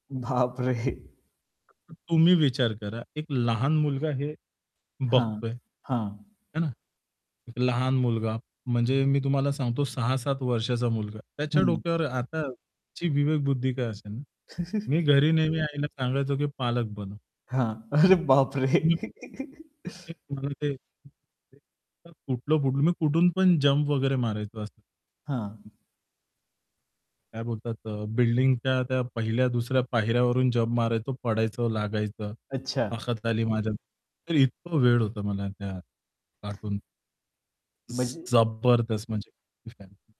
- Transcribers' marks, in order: static; distorted speech; other background noise; chuckle; laughing while speaking: "अरे बापरे!"; chuckle; unintelligible speech; tapping; unintelligible speech
- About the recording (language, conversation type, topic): Marathi, podcast, लहानपणी तुम्हाला कोणते दूरदर्शनवरील कार्यक्रम सर्वात जास्त आवडायचे आणि का?